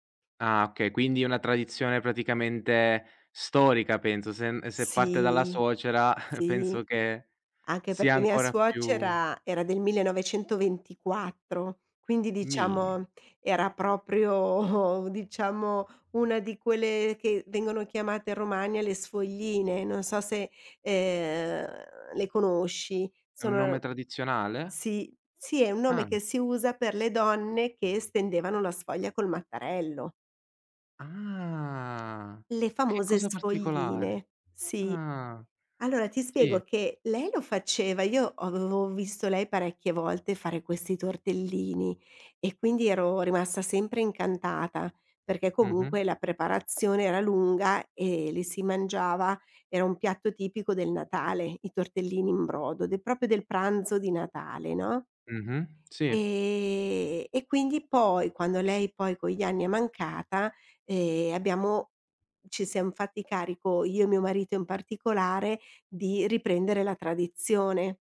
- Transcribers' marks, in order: drawn out: "Sì"; chuckle; drawn out: "Mi"; chuckle; drawn out: "Ah"; tapping; drawn out: "e"
- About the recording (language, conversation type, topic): Italian, podcast, Qual è un piatto di famiglia che riesce a unire più generazioni?